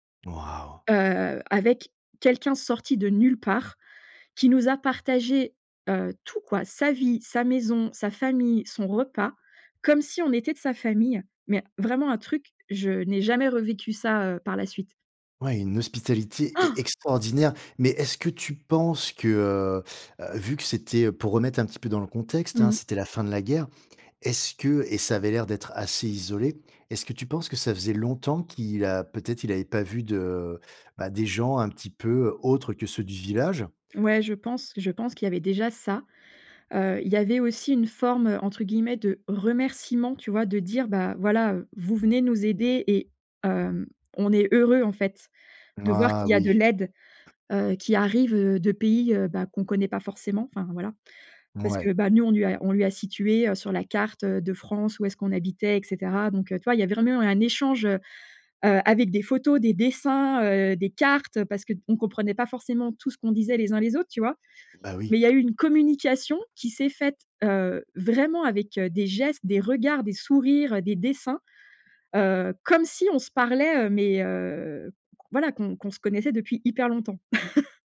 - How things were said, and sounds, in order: stressed: "Han"; tapping; other background noise; stressed: "cartes"; stressed: "comme si"; laugh
- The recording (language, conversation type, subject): French, podcast, Peux-tu raconter une expérience d’hospitalité inattendue ?